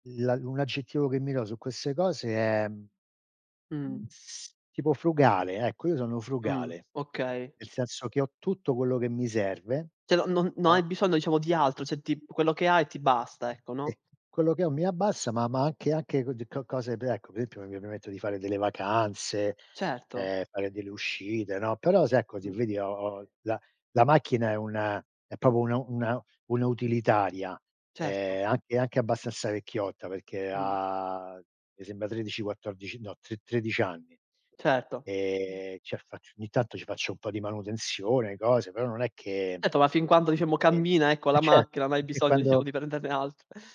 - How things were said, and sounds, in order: tapping; "Cioè" said as "ceh"; "bisogno" said as "bisonno"; "cioè" said as "ceh"; "per" said as "pe"; "esempio" said as "empio"; "proprio" said as "popo"; drawn out: "ha"; "ogni" said as "gni"; "macchina" said as "macchena"; "diciamo" said as "iciamo"
- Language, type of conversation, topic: Italian, unstructured, Come può il risparmio cambiare la vita di una persona?